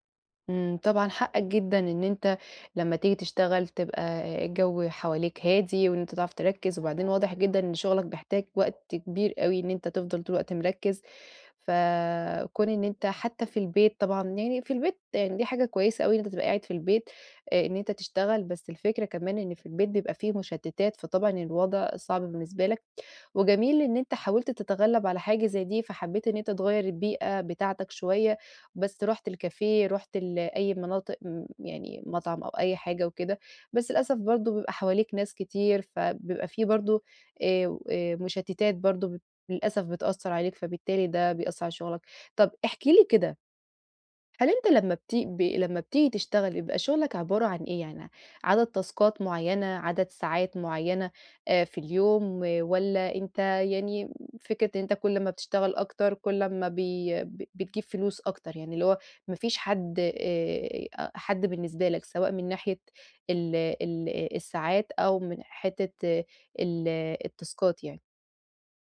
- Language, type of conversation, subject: Arabic, advice, إزاي أتعامل مع الانقطاعات والتشتيت وأنا مركز في الشغل؟
- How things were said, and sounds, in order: tapping; in French: "الكافيه"; in English: "تاسكات"; in English: "التاسكات"